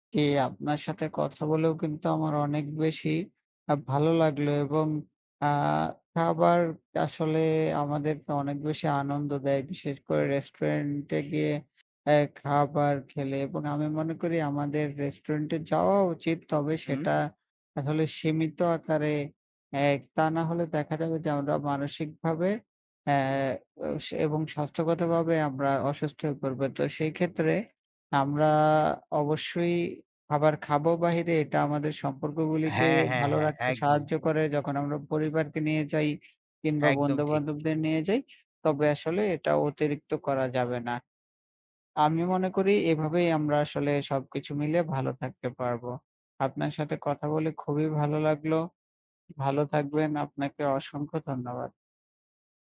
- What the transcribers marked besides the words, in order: other background noise; tapping
- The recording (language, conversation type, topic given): Bengali, unstructured, তুমি কি প্রায়ই রেস্তোরাঁয় খেতে যাও, আর কেন বা কেন না?